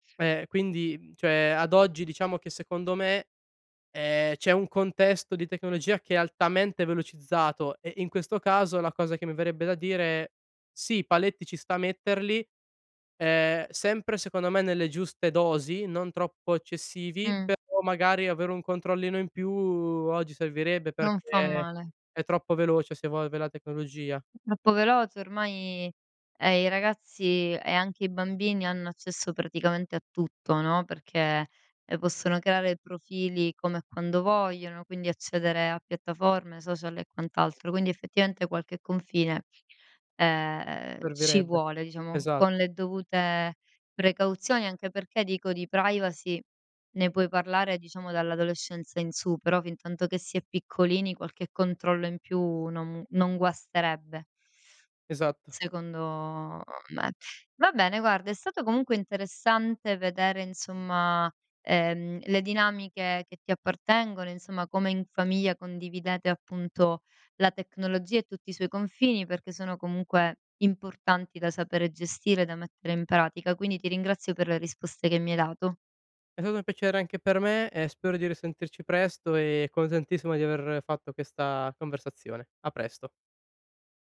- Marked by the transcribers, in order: none
- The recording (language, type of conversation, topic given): Italian, podcast, Come creare confini tecnologici in famiglia?